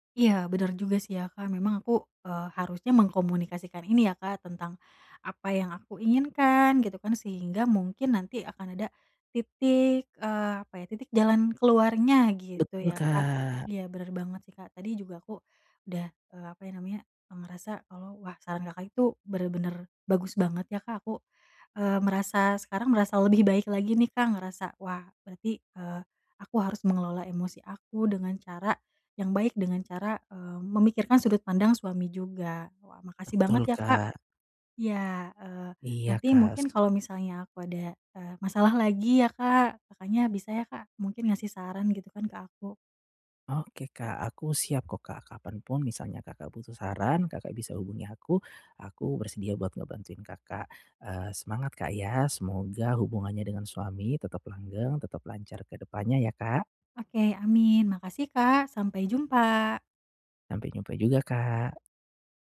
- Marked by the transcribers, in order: other background noise
- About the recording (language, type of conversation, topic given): Indonesian, advice, Bagaimana cara mengendalikan emosi saat berdebat dengan pasangan?